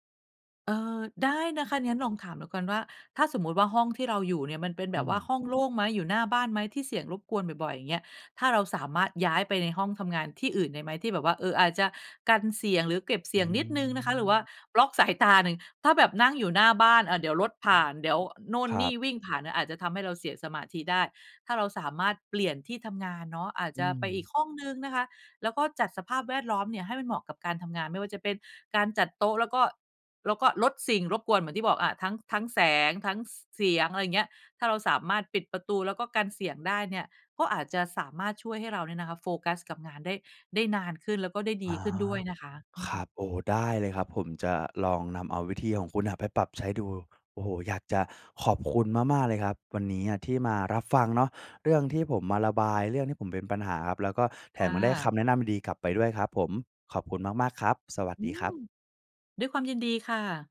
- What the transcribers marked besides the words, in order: none
- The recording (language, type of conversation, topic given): Thai, advice, คุณจะจัดการกับการถูกรบกวนและการหยุดชะงักในแต่ละวันอย่างไรเพื่อไม่ให้พลาดกิจวัตร?